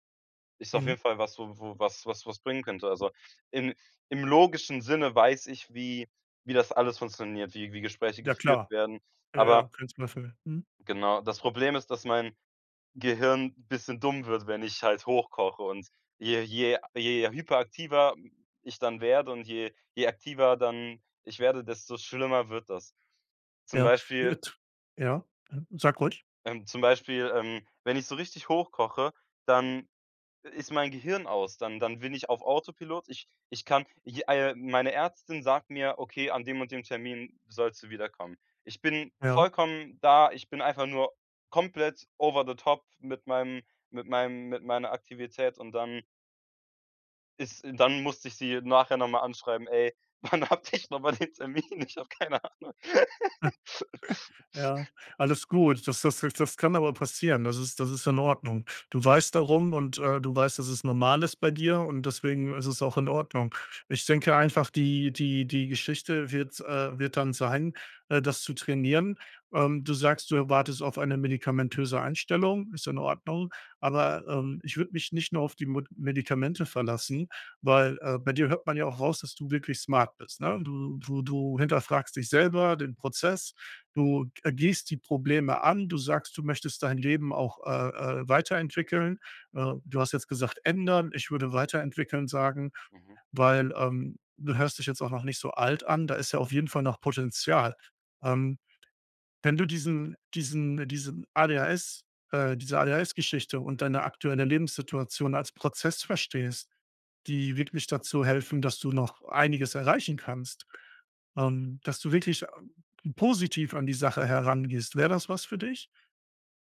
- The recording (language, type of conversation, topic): German, advice, Wie kann ich mit Angst oder Panik in sozialen Situationen umgehen?
- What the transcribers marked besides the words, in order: unintelligible speech; in English: "over the top"; laughing while speaking: "wann hatte ich nochmal den Termin? Ich hab keine Ahnung"; chuckle; laugh